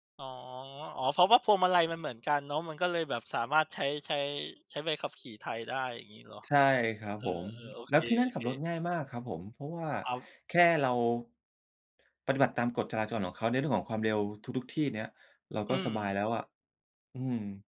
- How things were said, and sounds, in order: tapping; other background noise
- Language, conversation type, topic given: Thai, podcast, คุณช่วยเล่าเรื่องการเดินทางที่เปลี่ยนชีวิตของคุณให้ฟังหน่อยได้ไหม?